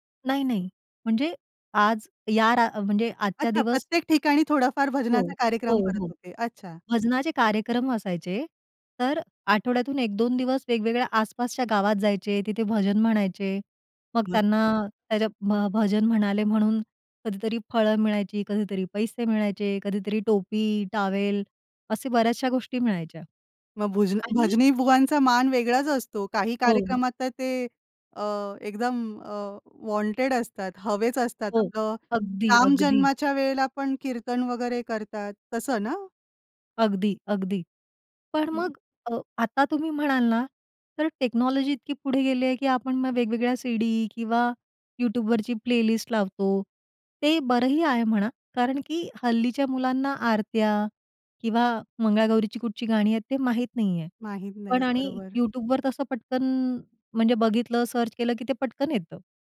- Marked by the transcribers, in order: in English: "वॉन्टेड"; other noise; tapping; in English: "टेक्नॉलॉजी"; in English: "प्लेलिस्ट"; other background noise; in English: "सर्च"
- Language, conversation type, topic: Marathi, podcast, सण-उत्सवांमुळे तुमच्या घरात कोणते संगीत परंपरेने टिकून राहिले आहे?